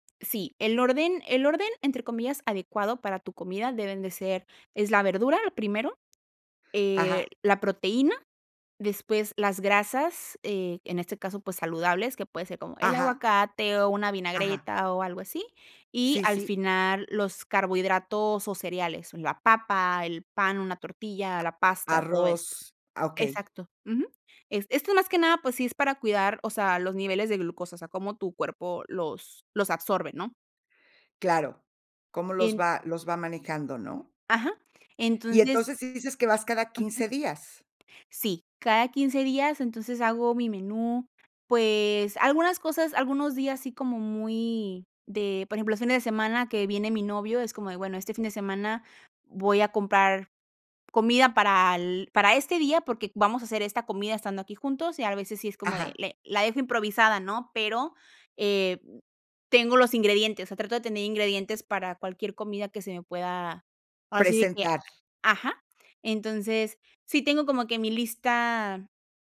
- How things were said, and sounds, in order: unintelligible speech; other background noise; other noise
- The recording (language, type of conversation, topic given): Spanish, podcast, ¿Cómo te organizas para comer más sano cada semana?